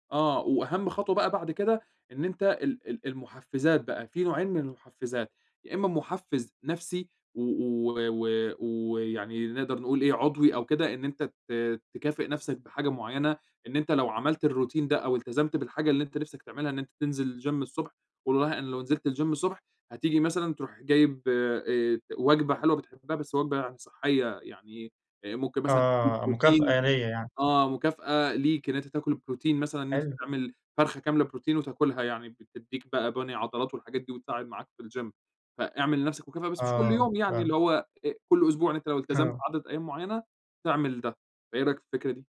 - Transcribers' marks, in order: in English: "الروتين"; in English: "جيم"; in English: "الجيم"; tapping; in English: "الجيم"; laughing while speaking: "آه"
- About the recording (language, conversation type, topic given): Arabic, advice, إزاي أقدر ألتزم بروتين صباحي يخلّيني أركز وأبقى أكتر إنتاجية؟